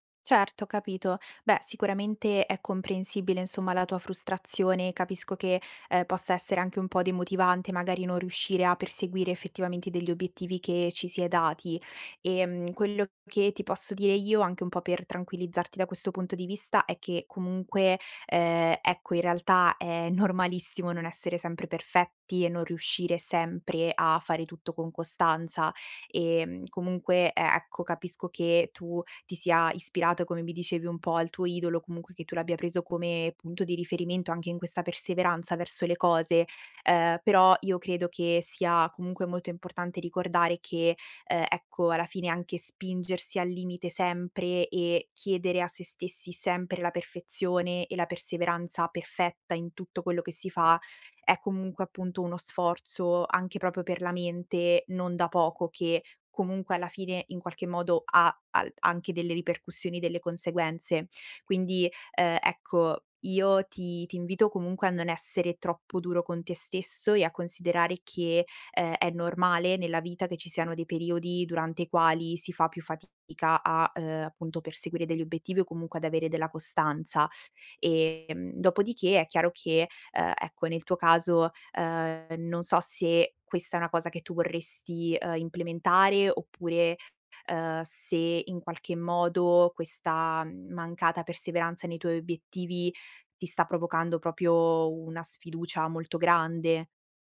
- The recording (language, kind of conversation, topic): Italian, advice, Come posso costruire abitudini quotidiane che riflettano davvero chi sono e i miei valori?
- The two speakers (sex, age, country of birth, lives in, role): female, 20-24, Italy, Italy, advisor; male, 25-29, Italy, Italy, user
- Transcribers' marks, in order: "proprio" said as "propio"; "proprio" said as "propio"